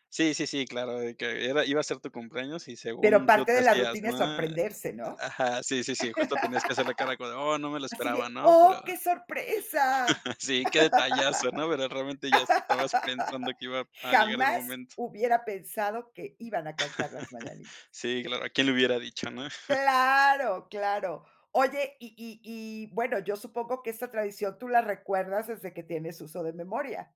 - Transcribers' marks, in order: laugh; laugh
- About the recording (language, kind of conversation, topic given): Spanish, podcast, ¿Qué tradiciones familiares mantienen en casa?